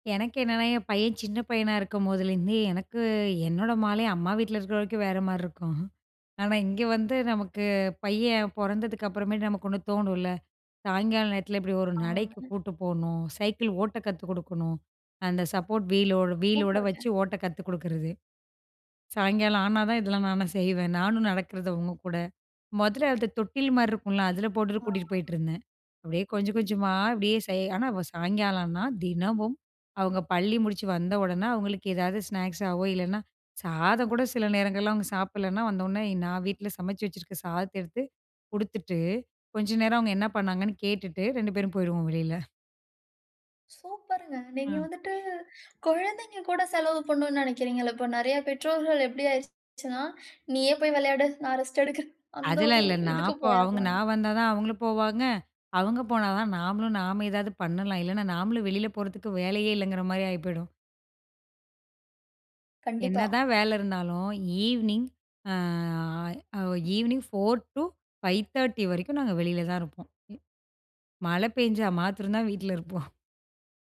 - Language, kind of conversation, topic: Tamil, podcast, மாலை நேரத்தில் குடும்பத்துடன் நேரம் கழிப்பது பற்றி உங்கள் எண்ணம் என்ன?
- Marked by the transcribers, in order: in English: "சப்போர்ட்"; in English: "ரெஸ்ட்"; other noise; in English: "ஈவ்னிங்"; in English: "ஈவினிங் ஃபோர் டு ஃபைவ் தேர்ட்டி"